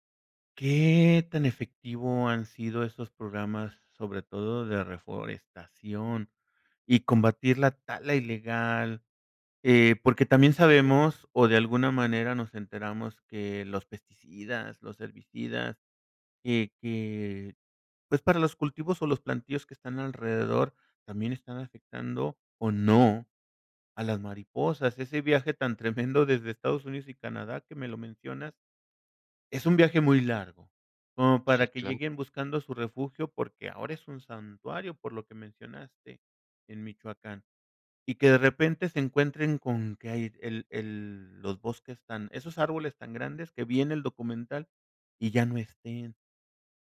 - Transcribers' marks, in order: laughing while speaking: "tremendo"
- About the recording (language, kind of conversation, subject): Spanish, podcast, ¿Cuáles tradiciones familiares valoras más y por qué?